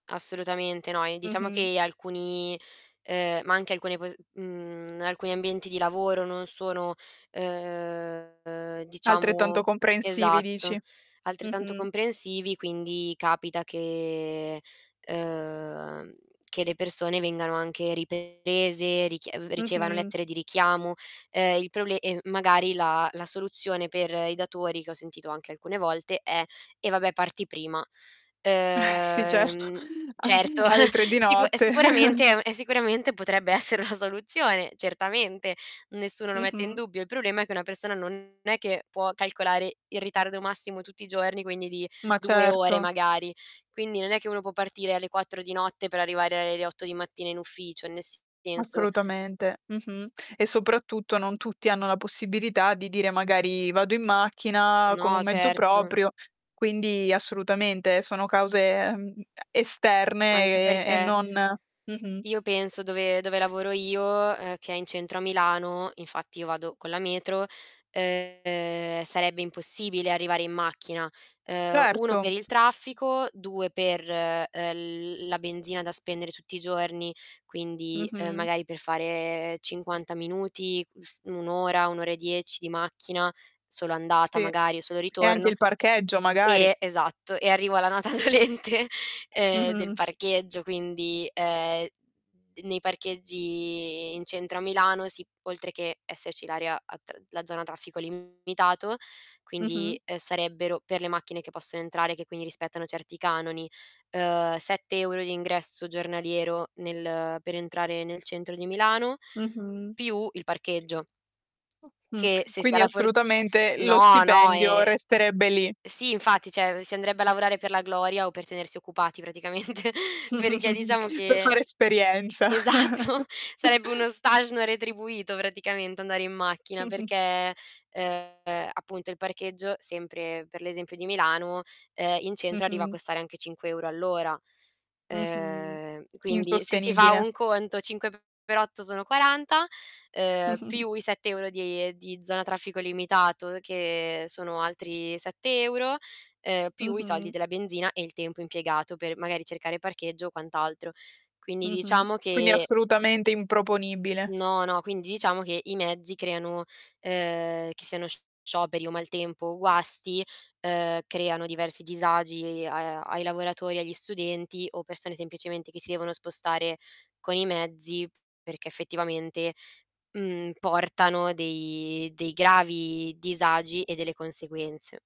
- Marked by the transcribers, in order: drawn out: "uhm"; distorted speech; drawn out: "ehm"; drawn out: "che, ehm"; drawn out: "Ehm"; chuckle; laughing while speaking: "sicu è sicuramente è un è sicuramente potrebbe essere una soluzione"; chuckle; laughing while speaking: "alle tre di notte"; drawn out: "ehm"; laughing while speaking: "dolente"; drawn out: "parcheggi"; tapping; other background noise; "cioè" said as "ceh"; laughing while speaking: "praticamente perché diciamo che esatto"; chuckle; chuckle; chuckle; drawn out: "Ehm"; chuckle
- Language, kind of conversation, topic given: Italian, podcast, Ti è mai capitato di rimanere bloccato a causa di uno sciopero o del maltempo?
- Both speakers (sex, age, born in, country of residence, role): female, 20-24, Italy, Italy, guest; female, 25-29, Italy, Italy, host